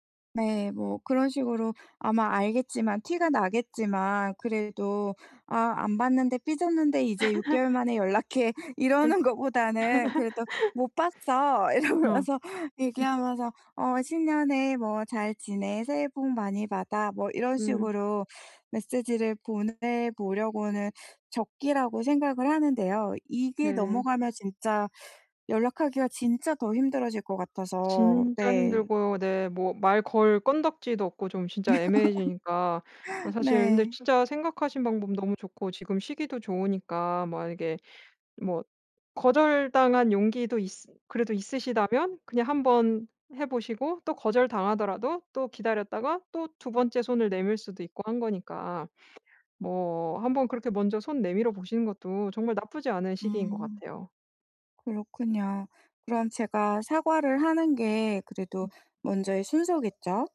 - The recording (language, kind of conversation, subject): Korean, advice, 상대에게 진심으로 사과하고 관계를 회복하려면 어떻게 해야 할까요?
- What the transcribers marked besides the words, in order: other background noise; laugh; laughing while speaking: "연락해"; laughing while speaking: "이러는 것보다는"; laugh; laughing while speaking: "이러면서"; teeth sucking; teeth sucking; laugh